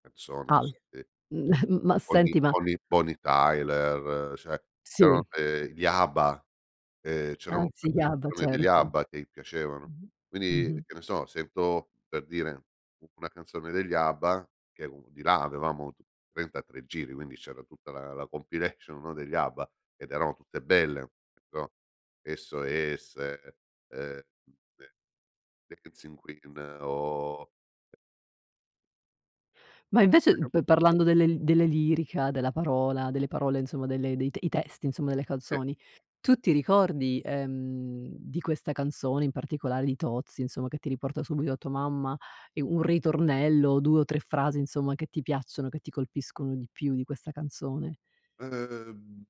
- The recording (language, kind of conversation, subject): Italian, podcast, Quale canzone ti riporta subito indietro nel tempo, e perché?
- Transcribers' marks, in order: tapping; chuckle; other background noise; "Abba" said as "aba"; laughing while speaking: "compilation"; "Abba" said as "aba"; unintelligible speech; drawn out: "Uhm"